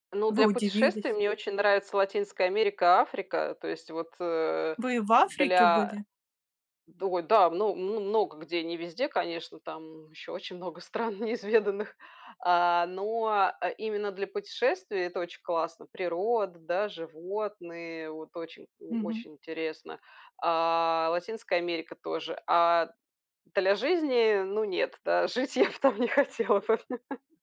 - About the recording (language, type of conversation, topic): Russian, unstructured, Какие моменты в путешествиях делают тебя счастливым?
- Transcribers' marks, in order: laugh